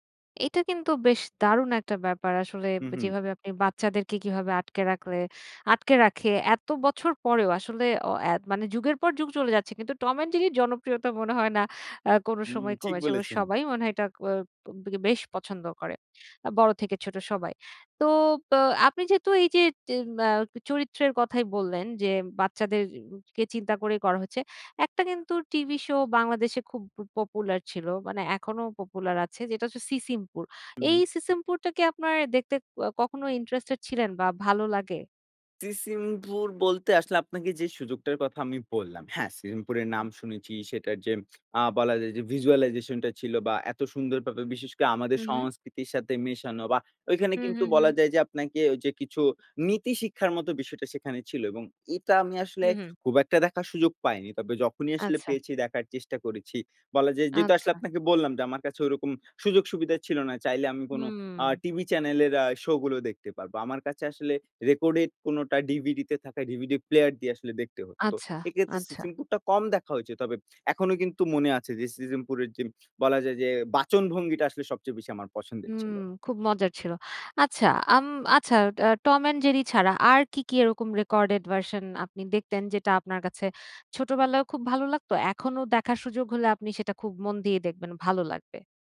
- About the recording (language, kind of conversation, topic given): Bengali, podcast, ছোটবেলায় কোন টিভি অনুষ্ঠান তোমাকে ভীষণভাবে মগ্ন করে রাখত?
- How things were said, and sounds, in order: in English: "ভিজুয়ালাইজেশন"; other background noise